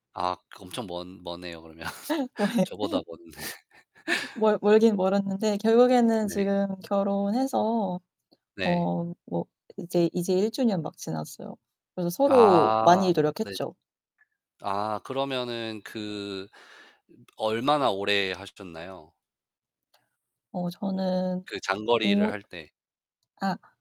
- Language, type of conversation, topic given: Korean, unstructured, 연애에서 가장 중요하다고 생각하는 가치는 무엇인가요?
- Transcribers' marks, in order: laughing while speaking: "그러면"; laughing while speaking: "어 예"; laughing while speaking: "먼데"; laugh; other background noise; tapping